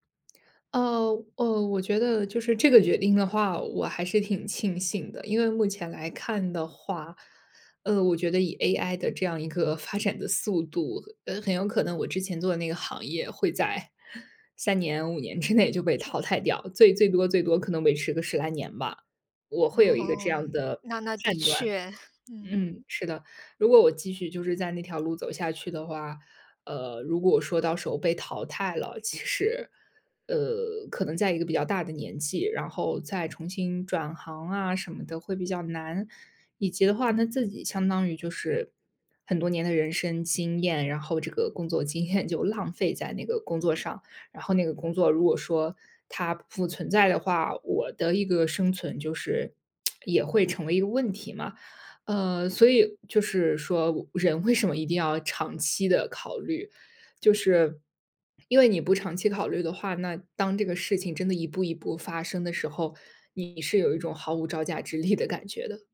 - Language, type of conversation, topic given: Chinese, podcast, 做决定前你会想五年后的自己吗？
- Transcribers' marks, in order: laughing while speaking: "发展的"; other background noise; chuckle; laughing while speaking: "之内"; chuckle; laughing while speaking: "经验"; lip smack; laughing while speaking: "为什么"; laughing while speaking: "力"